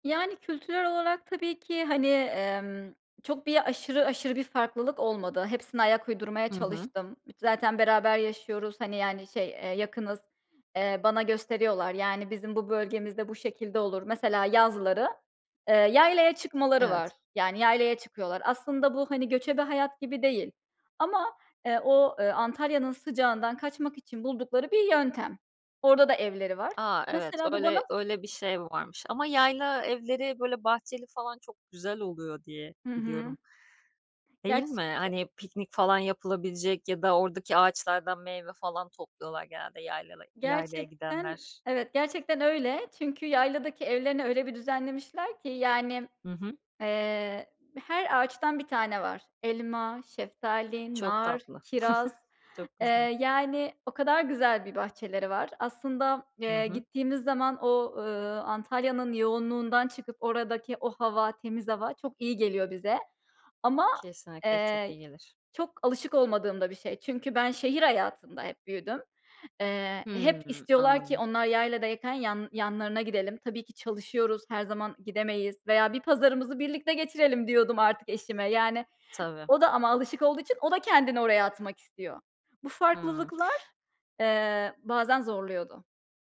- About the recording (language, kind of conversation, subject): Turkish, podcast, Kayınvalideniz veya kayınpederinizle ilişkiniz zaman içinde nasıl şekillendi?
- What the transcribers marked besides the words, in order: chuckle